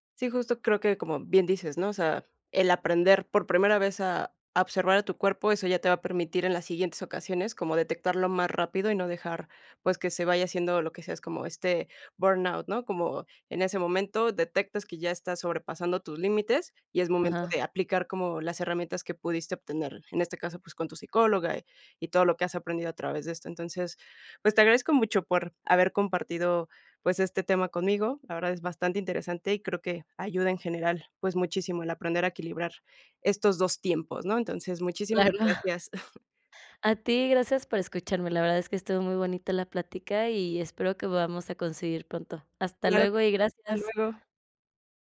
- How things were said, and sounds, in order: chuckle
- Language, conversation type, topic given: Spanish, podcast, ¿Cómo equilibras el trabajo y el descanso durante tu recuperación?